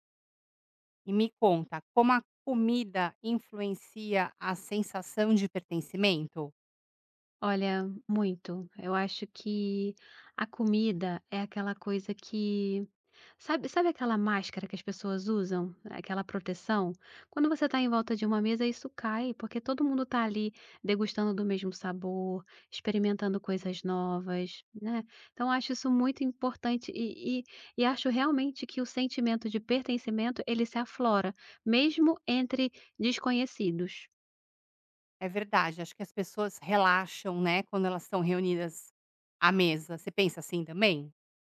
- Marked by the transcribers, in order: tapping
- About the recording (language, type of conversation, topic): Portuguese, podcast, Como a comida influencia a sensação de pertencimento?
- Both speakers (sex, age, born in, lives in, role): female, 35-39, Brazil, Portugal, guest; female, 50-54, Brazil, United States, host